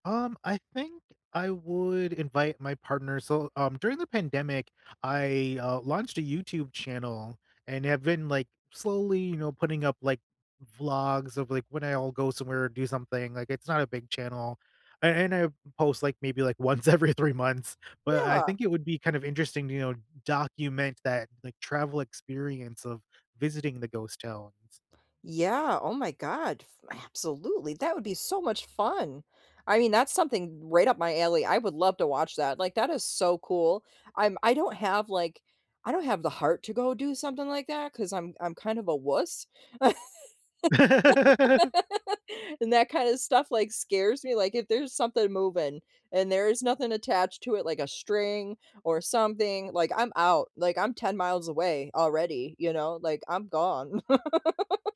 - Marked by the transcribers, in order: laughing while speaking: "every three months"; laugh; laugh
- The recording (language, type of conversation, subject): English, unstructured, What nearby micro-adventure are you curious to try next, and what excites you about it?
- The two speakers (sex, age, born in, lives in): female, 30-34, United States, United States; male, 35-39, United States, United States